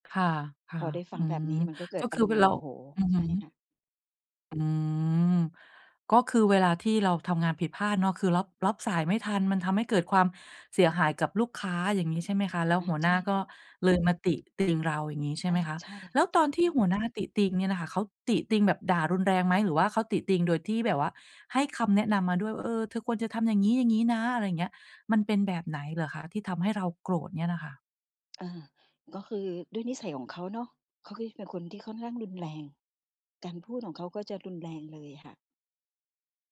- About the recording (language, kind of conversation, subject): Thai, advice, ฉันควรรับฟังคำติชมอย่างไรโดยไม่ตั้งรับหรือโต้แย้ง?
- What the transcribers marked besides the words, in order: tapping; other background noise